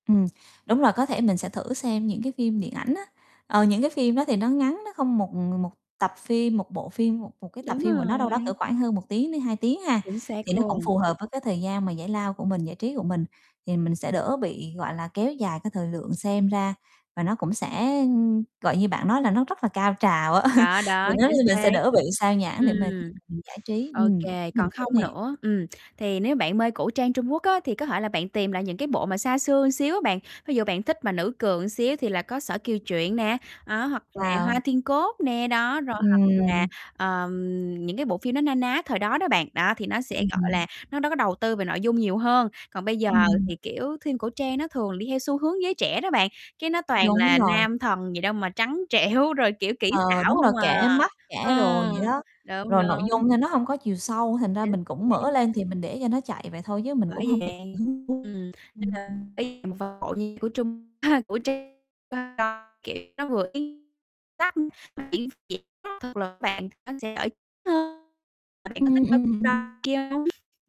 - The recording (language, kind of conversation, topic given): Vietnamese, advice, Làm sao để không bị xao nhãng khi thư giãn ở nhà?
- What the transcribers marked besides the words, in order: static; tapping; other background noise; chuckle; distorted speech; mechanical hum; laughing while speaking: "trẻo"; unintelligible speech; chuckle; unintelligible speech; unintelligible speech; unintelligible speech